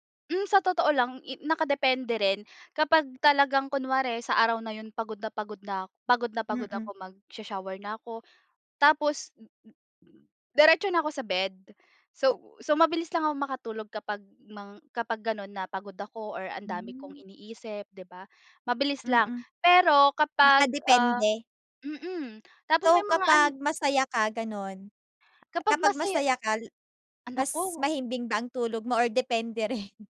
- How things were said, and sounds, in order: chuckle
- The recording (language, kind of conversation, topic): Filipino, podcast, Ano ang ginagawa mo bago matulog para mas mahimbing ang tulog mo?